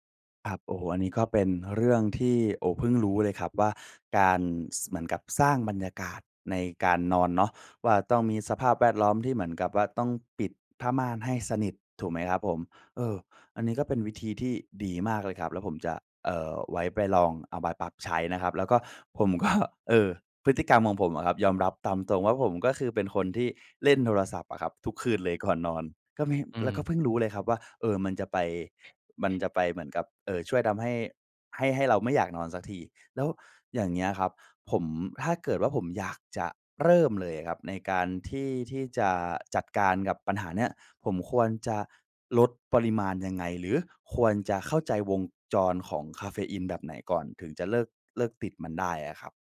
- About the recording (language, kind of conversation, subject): Thai, advice, คุณติดกาแฟและตื่นยากเมื่อขาดคาเฟอีน ควรปรับอย่างไร?
- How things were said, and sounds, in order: laughing while speaking: "ก็"; laughing while speaking: "ก่อน"; tapping